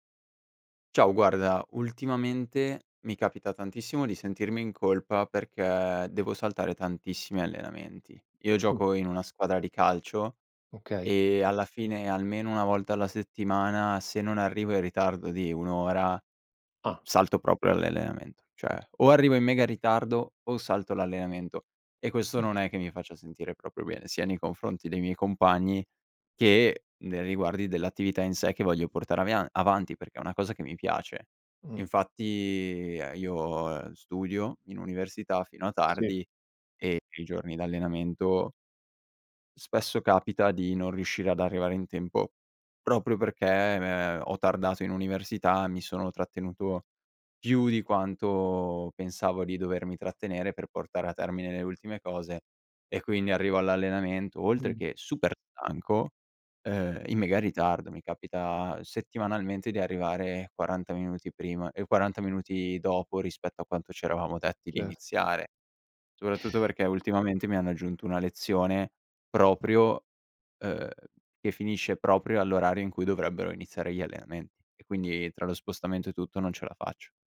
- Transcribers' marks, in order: "l'allenamento" said as "alleamento"
- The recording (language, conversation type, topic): Italian, advice, Come posso gestire il senso di colpa quando salto gli allenamenti per il lavoro o la famiglia?